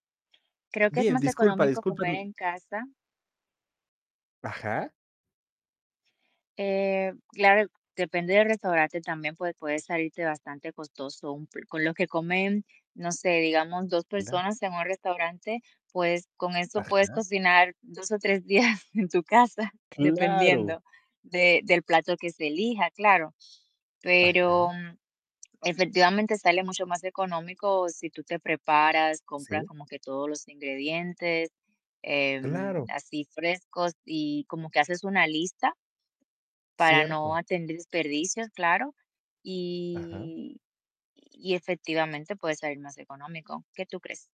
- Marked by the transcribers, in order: static; unintelligible speech; other background noise; laughing while speaking: "días, en tu casa"
- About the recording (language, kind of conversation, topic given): Spanish, unstructured, ¿Crees que cocinar en casa es mejor que comer fuera?
- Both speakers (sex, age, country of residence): female, 35-39, United States; male, 50-54, United States